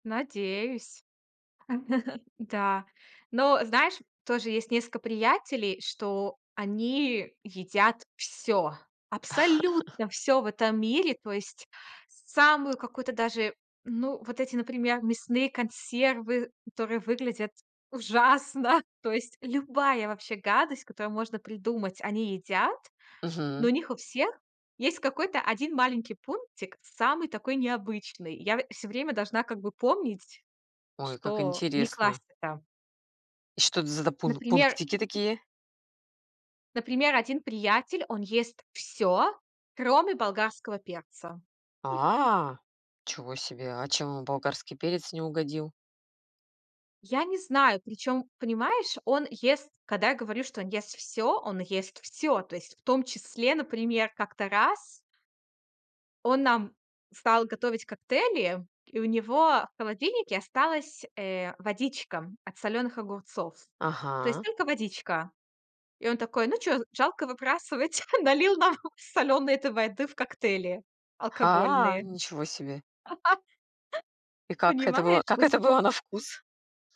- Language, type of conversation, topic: Russian, podcast, Как приготовить блюдо так, чтобы гости чувствовали себя как дома?
- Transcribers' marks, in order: laugh; laugh; tapping; laughing while speaking: "ужасно"; chuckle; chuckle; laughing while speaking: "Налил нам солёной"; laugh; laughing while speaking: "как это было"